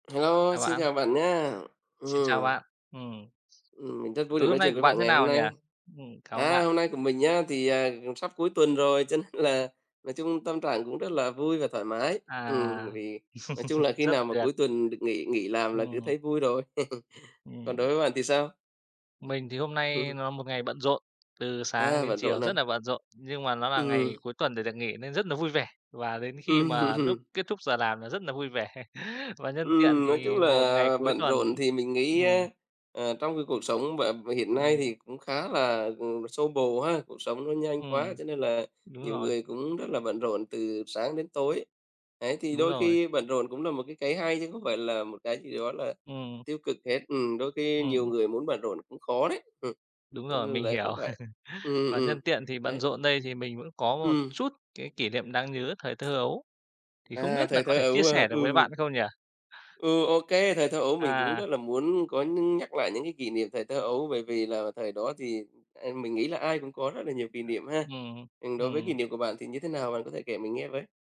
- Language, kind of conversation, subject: Vietnamese, unstructured, Bạn có còn nhớ kỷ niệm đáng nhớ nhất thời thơ ấu của mình không?
- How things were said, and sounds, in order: laughing while speaking: "nên"; laugh; other background noise; laugh; other noise; laugh; laugh; laughing while speaking: "vẻ"; laugh; tapping